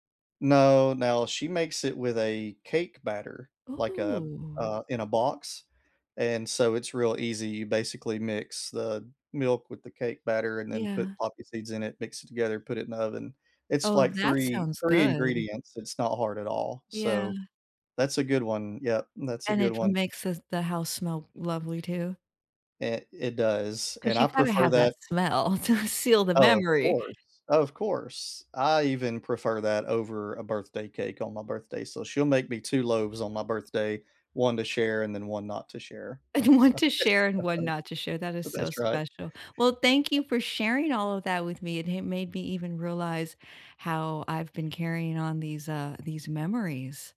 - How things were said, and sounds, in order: laughing while speaking: "to seal"; laughing while speaking: "And one to share"; laughing while speaking: "it's kinda funny"
- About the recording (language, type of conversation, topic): English, unstructured, What is your go-to comfort food, and what’s the story behind it?
- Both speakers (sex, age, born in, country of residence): female, 45-49, United States, United States; male, 45-49, United States, United States